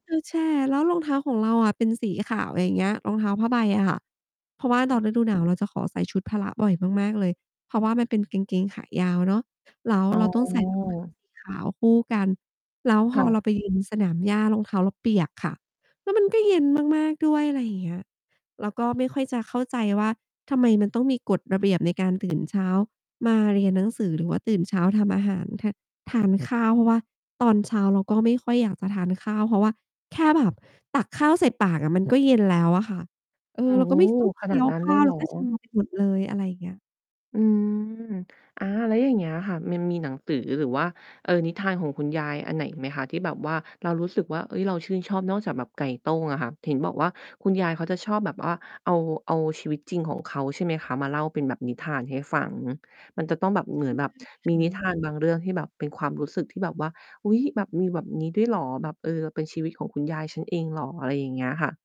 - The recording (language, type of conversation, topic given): Thai, podcast, ความทรงจำวัยเด็กจากนิทานมีอิทธิพลต่อคุณอย่างไรบ้าง?
- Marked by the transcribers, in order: distorted speech